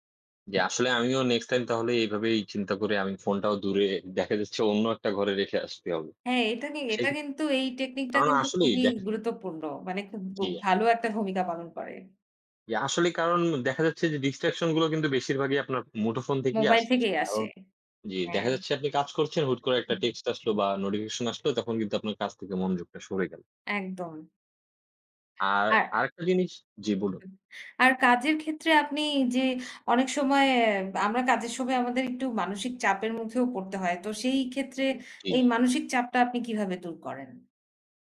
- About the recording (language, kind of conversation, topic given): Bengali, unstructured, আপনি কীভাবে নিজের সময় ভালোভাবে পরিচালনা করেন?
- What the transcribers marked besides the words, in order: other background noise